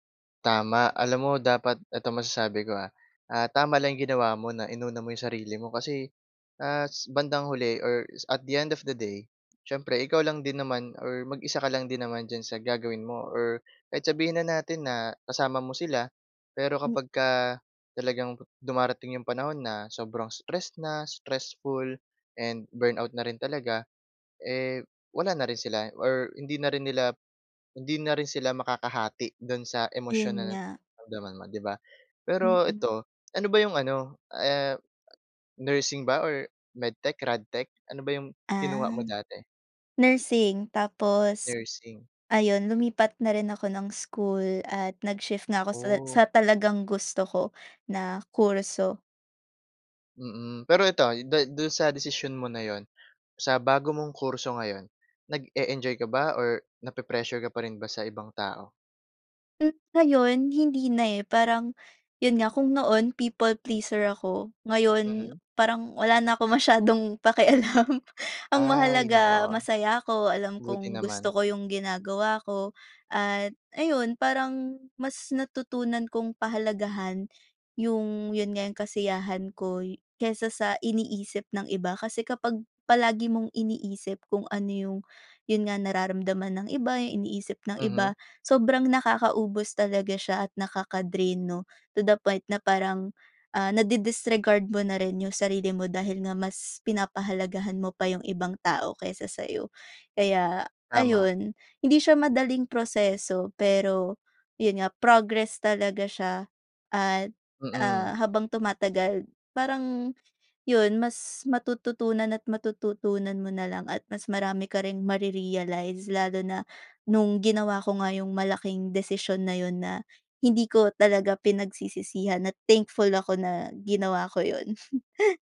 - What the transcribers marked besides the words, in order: laughing while speaking: "pakialam"; chuckle
- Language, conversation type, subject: Filipino, podcast, Paano mo hinaharap ang pressure mula sa opinyon ng iba tungkol sa desisyon mo?